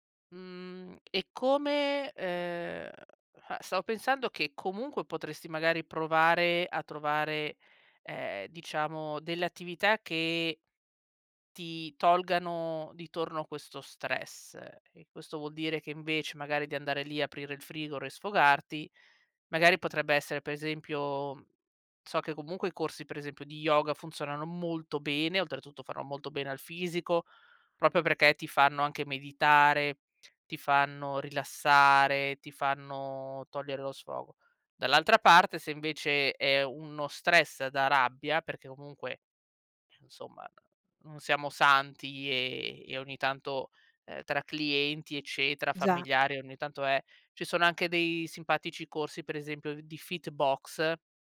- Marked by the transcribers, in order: "frigo" said as "frigor"; "proprio" said as "propio"; tapping
- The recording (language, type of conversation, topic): Italian, advice, Come posso smettere di mangiare per noia o stress e interrompere questo ciclo?